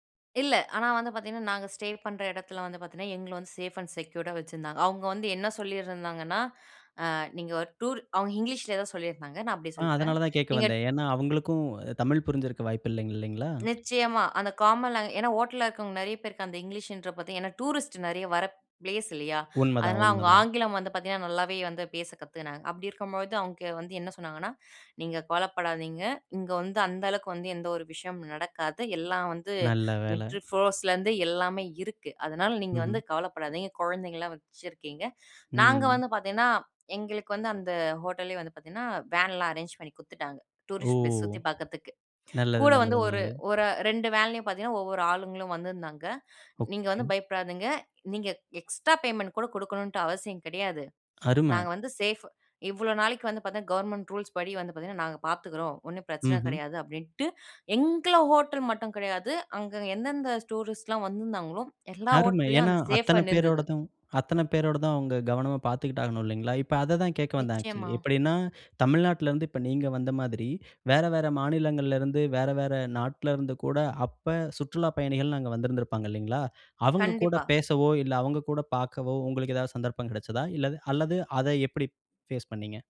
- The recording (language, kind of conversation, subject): Tamil, podcast, மொழி புரியாத இடத்தில் வழி தவறி போனபோது நீங்கள் எப்படி தொடர்பு கொண்டீர்கள்?
- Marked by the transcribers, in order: in English: "ஸ்டே"; in English: "சேஃப் அண்ட் செக்யூர்டா"; other background noise; in English: "காமன் லாங்குவேஜ்"; in English: "டூரிஸ்ட்"; in English: "பிளேஸ்"; in English: "மில்ட்டரி போர்ஸ்லருந்து"; in English: "டூரிஸ்ட் பிளேஸ்"; in English: "எக்ஸ்ட்ரா பேமெண்ட்"; in English: "சேஃப்"; tapping; in English: "கவர்மெண்ட் ரூல்ஸ்"; "எங்களோட" said as "எங்கள"; in English: "டூரிஸ்ட்லாம்"; in English: "சேப்"; in English: "ஆக்சுவலி"; other noise; in English: "பேஸ்"